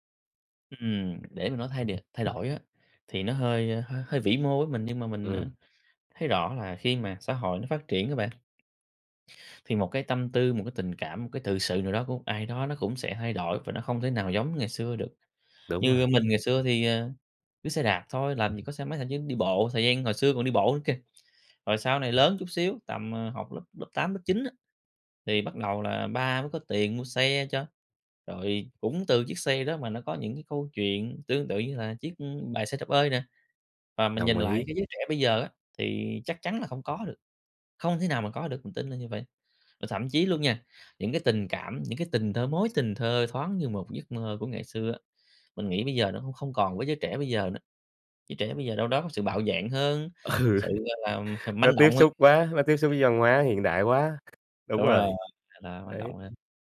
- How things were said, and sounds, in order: tapping; laughing while speaking: "Ừ. Nó tiếp xúc quá"; unintelligible speech; other background noise
- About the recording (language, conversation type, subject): Vietnamese, podcast, Bài hát nào luôn chạm đến trái tim bạn mỗi khi nghe?